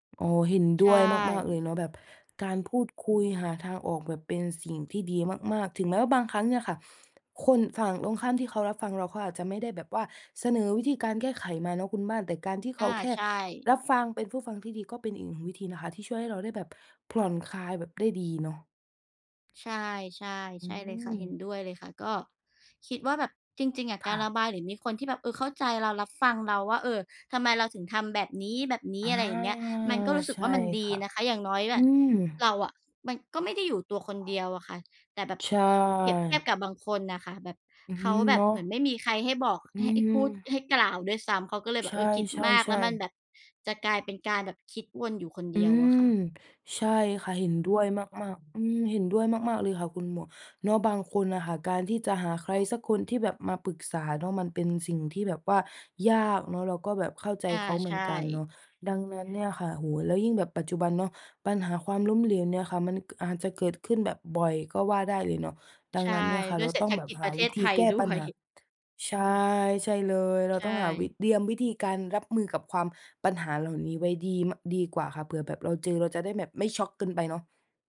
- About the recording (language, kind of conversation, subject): Thai, unstructured, สิ่งสำคัญที่สุดที่คุณได้เรียนรู้จากความล้มเหลวคืออะไร?
- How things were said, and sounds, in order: tapping; other background noise; laughing while speaking: "ด้วย"